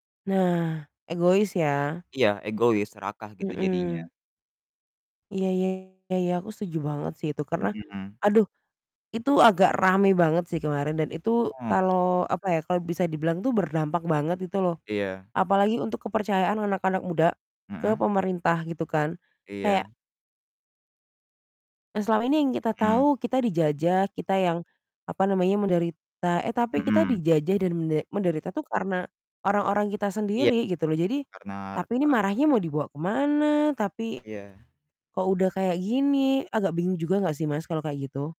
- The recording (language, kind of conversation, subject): Indonesian, unstructured, Bagaimana jadinya jika sejarah ditulis ulang tanpa berlandaskan fakta yang sebenarnya?
- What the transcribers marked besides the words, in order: distorted speech; tapping; "karena" said as "karnar"; other background noise